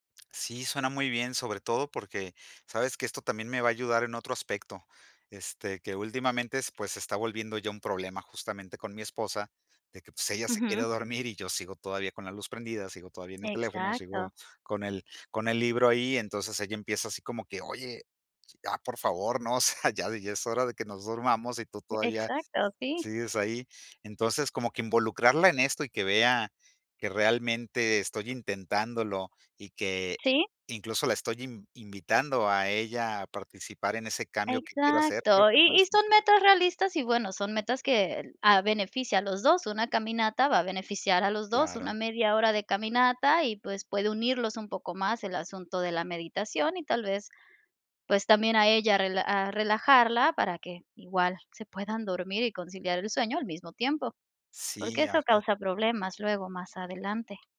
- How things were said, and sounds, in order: laughing while speaking: "o sea"
- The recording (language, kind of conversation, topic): Spanish, advice, ¿Cómo puedo lograr el hábito de dormir a una hora fija?